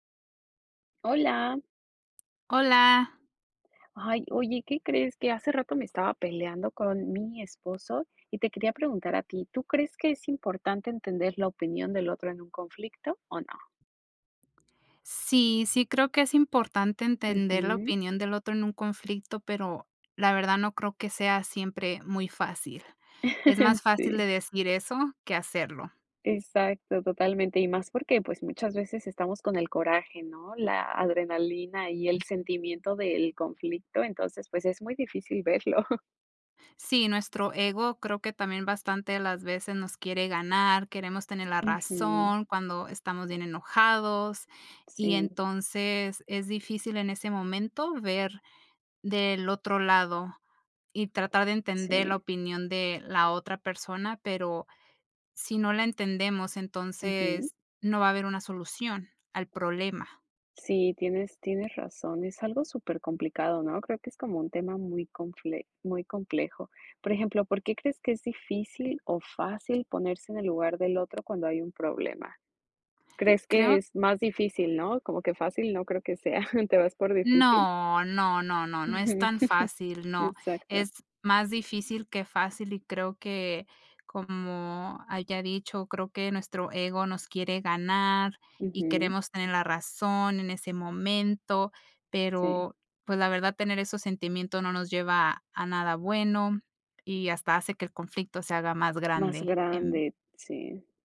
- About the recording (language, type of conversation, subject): Spanish, unstructured, ¿Crees que es importante comprender la perspectiva de la otra persona en un conflicto?
- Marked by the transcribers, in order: chuckle; laughing while speaking: "verlo"; tapping; laughing while speaking: "sea"; chuckle